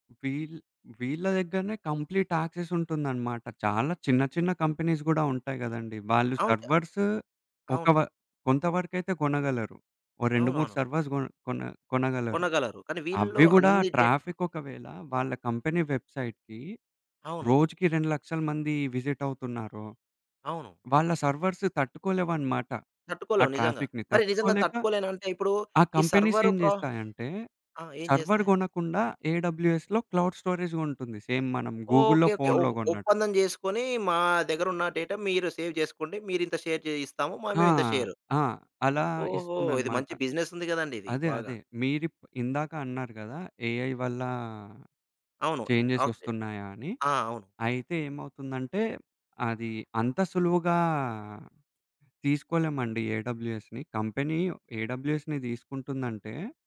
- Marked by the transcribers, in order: other background noise; in English: "కంప్లీట్ యాక్సెస్"; in English: "కంపెనీస్"; in English: "సర్వర్స్"; in English: "సర్వర్స్"; in English: "ట్రాఫిక్"; in English: "డేట్"; in English: "కంపెనీ వెబ్సైట్‌కి"; in English: "విజిట్"; in English: "సర్వర్స్"; in English: "ట్రాఫిక్‌ని"; in English: "కంపెనీస్"; in English: "సర్వర్"; in English: "సర్వర్"; in English: "ఏడబ్ల్యూఎస్‌లో క్లౌడ్ స్టోరేజ్"; in English: "సేమ్"; in English: "గూగుల్‌లో"; tapping; in English: "డేటా"; in English: "సేవ్"; in English: "షేర్"; in English: "బిజినెస్"; in English: "ఏఐ"; in English: "ఏడబ్ల్యూఎస్‌ని. కంపెనీ ఏడబ్ల్యూఎస్‌ని"
- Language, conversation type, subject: Telugu, podcast, క్లౌడ్ నిల్వను ఉపయోగించి ఫైళ్లను సజావుగా ఎలా నిర్వహిస్తారు?